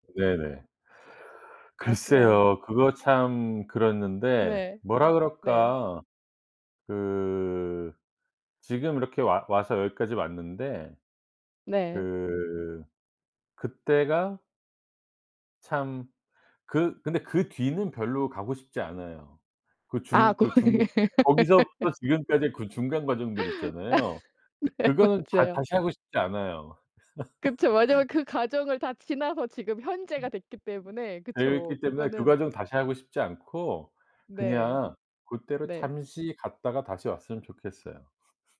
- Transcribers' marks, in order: laughing while speaking: "네"; laugh; laughing while speaking: "예"; laugh; laughing while speaking: "아"; laughing while speaking: "그쵸. 왜냐면 그 과정을 다 지나서 지금 현재가 됐기 때문에"; laugh; other noise
- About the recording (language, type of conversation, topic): Korean, podcast, 다시 듣고 싶은 옛 노래가 있으신가요?